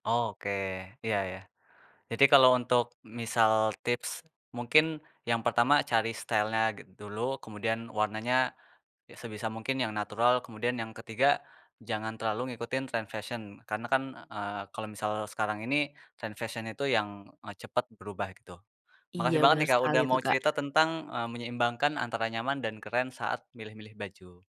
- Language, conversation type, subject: Indonesian, podcast, Bagaimana kamu menyeimbangkan kenyamanan dan penampilan keren saat memilih baju?
- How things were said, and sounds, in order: in English: "style-nya"